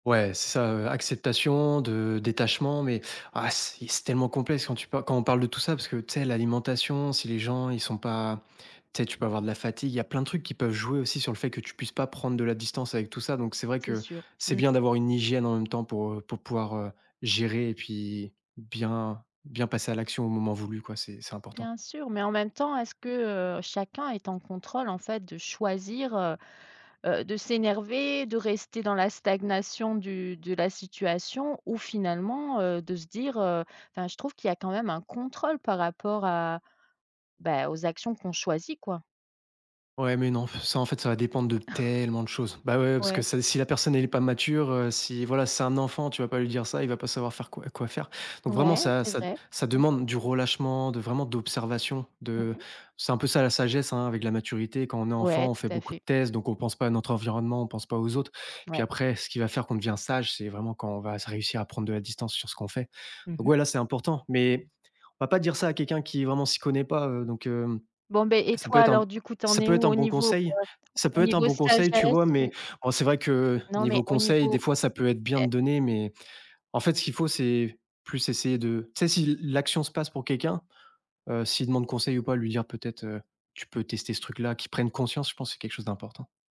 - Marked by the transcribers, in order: stressed: "hygiène"; stressed: "choisir"; chuckle; stressed: "tellement"; tapping
- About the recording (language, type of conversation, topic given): French, podcast, Comment poses-tu des limites pour protéger ta santé mentale ?